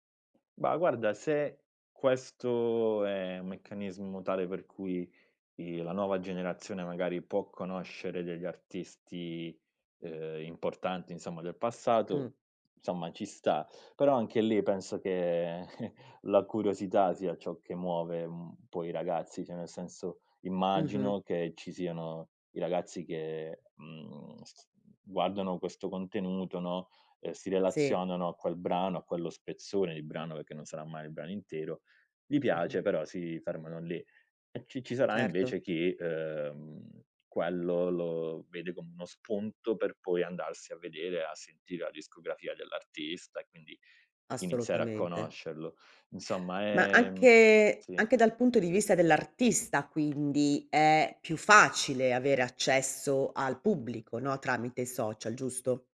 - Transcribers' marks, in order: "insomma" said as "nsomma"; chuckle; "cioè" said as "ceh"; other background noise
- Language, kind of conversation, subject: Italian, podcast, Come i social hanno cambiato il modo in cui ascoltiamo la musica?